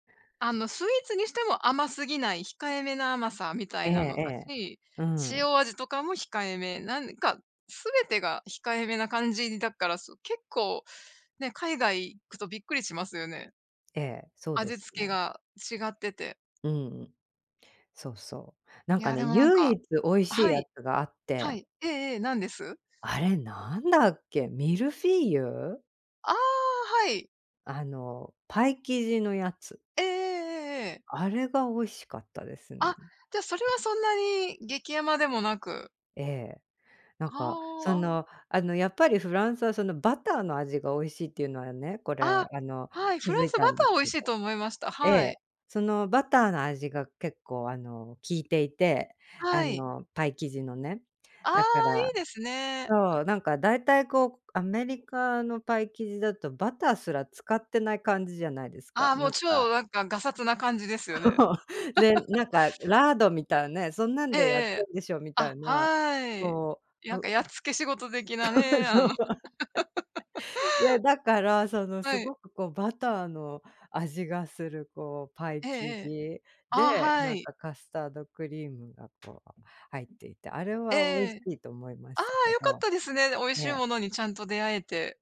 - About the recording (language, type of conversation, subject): Japanese, unstructured, 旅先で食べ物に驚いた経験はありますか？
- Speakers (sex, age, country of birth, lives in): female, 45-49, Japan, United States; female, 55-59, Japan, United States
- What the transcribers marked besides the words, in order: tapping; laughing while speaking: "そう"; laugh; "なんか" said as "やんか"; laughing while speaking: "そう そう"; laughing while speaking: "あの"; chuckle